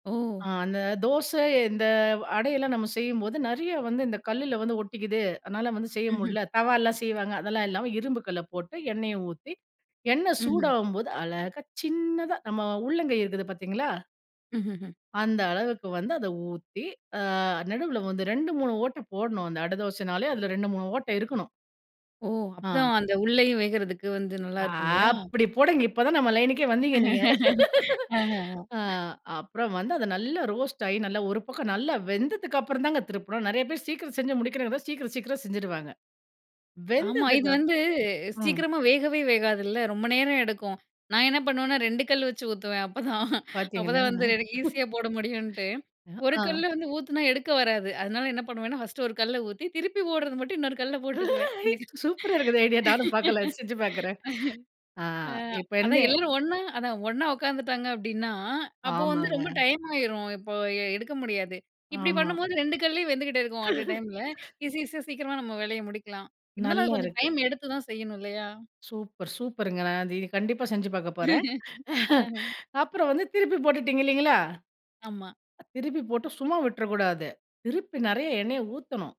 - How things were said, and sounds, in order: laugh; laughing while speaking: "அப்பதான் அப்பதான் வந்து ஈஸியா போட முடியும்ன்ட்டு"; chuckle; laugh; laughing while speaking: "ஐ, சூப்பரா இருக்குதே ஐடியா. நானும் பார்க்கல, செஞ்சு பார்க்குறேன்"; laugh; in English: "அட் அ டைம்ல"; laugh; laugh; tapping; other background noise
- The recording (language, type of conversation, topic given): Tamil, podcast, அம்மாவின் சமையல் பற்றிய நினைவில் நிற்கும் ஒரு கதையை சொல்ல முடியுமா?